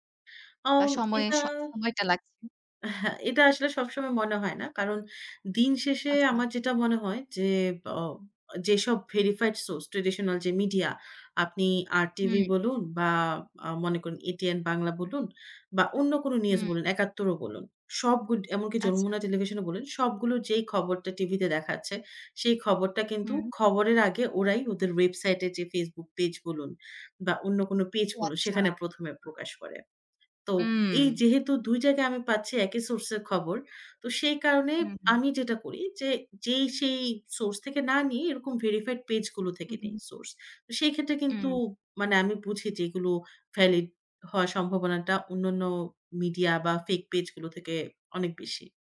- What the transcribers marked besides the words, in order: other background noise; in English: "ভেরিফাইড সোর্স, ট্র্যাডিশনাল"; in English: "ভেরিফাইড"; in English: "ভ্যালিড"
- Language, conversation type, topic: Bengali, podcast, অনলাইনে কোনো খবর দেখলে আপনি কীভাবে সেটির সত্যতা যাচাই করেন?